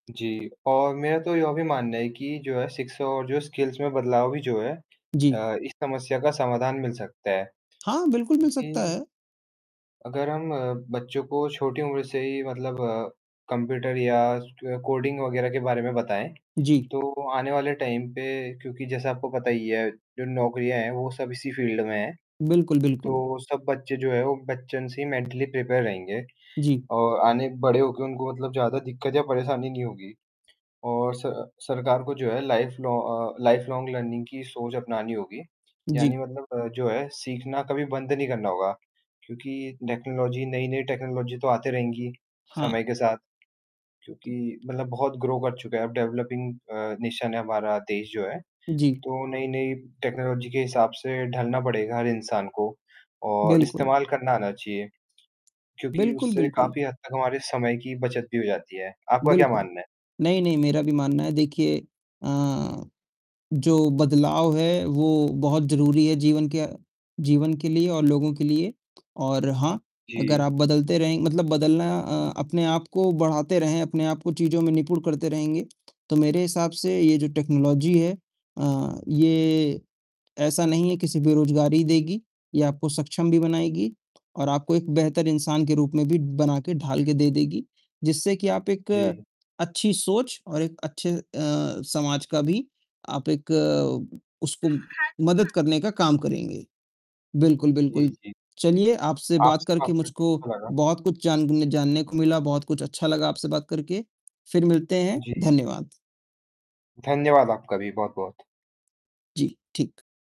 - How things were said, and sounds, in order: distorted speech; static; in English: "स्किल्स"; tapping; in English: "कोडिंग"; in English: "टाइम"; in English: "फील्ड"; "बचपन" said as "बच्चन"; in English: "मेंटली प्रिपेयर"; in English: "लाइफ लॉन्ग"; in English: "लाइफ लॉन्ग लर्निंग"; in English: "टेक्नोलॉजी"; in English: "टेक्नोलॉजी"; in English: "ग्रो"; in English: "डेवलपिंग"; in English: "नेशन"; in English: "टेक्नोलॉजी"; in English: "टेक्नोलॉजी"; other background noise; background speech
- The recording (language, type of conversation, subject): Hindi, unstructured, क्या उन्नत प्रौद्योगिकी से बेरोजगारी बढ़ रही है?